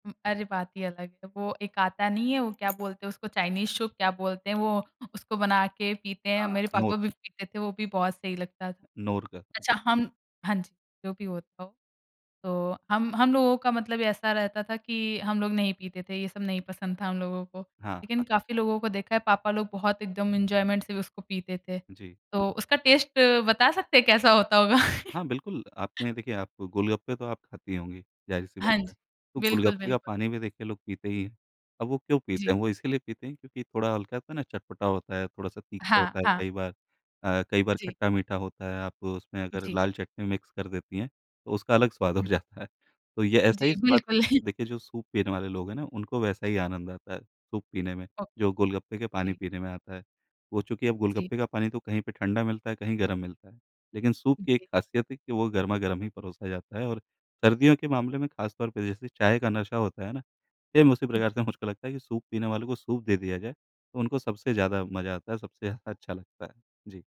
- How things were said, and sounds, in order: other background noise; tapping; in English: "एंजॉयमेंट"; in English: "टेस्ट"; laughing while speaking: "होगा?"; laugh; in English: "मिक्स"; laughing while speaking: "हो जाता है"; laugh; in English: "ओके"; in English: "सेम"; laughing while speaking: "मुझको"; laughing while speaking: "ज़्यादा"
- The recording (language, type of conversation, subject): Hindi, podcast, आपकी सबसे यादगार स्वाद की खोज कौन सी रही?